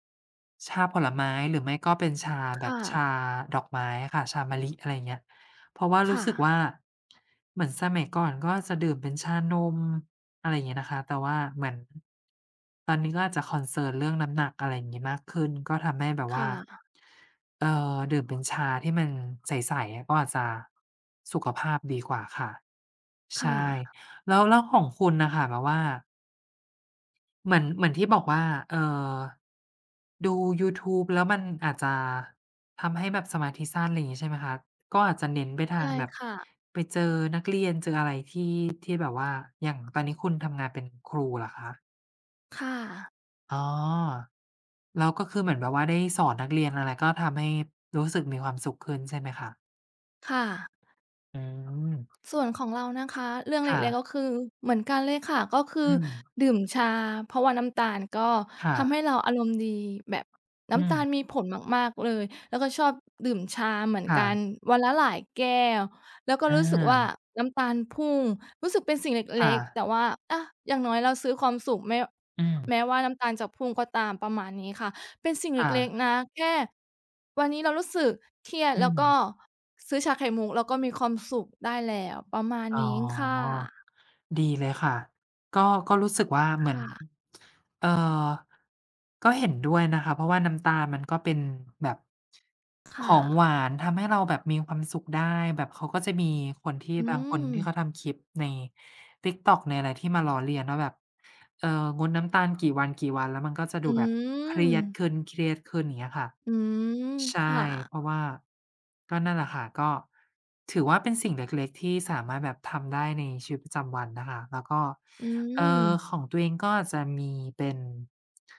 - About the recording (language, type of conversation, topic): Thai, unstructured, คุณมีวิธีอย่างไรในการรักษาความสุขในชีวิตประจำวัน?
- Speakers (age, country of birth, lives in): 25-29, Thailand, Thailand; 60-64, Thailand, Thailand
- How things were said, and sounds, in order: tapping; in English: "concern"; tsk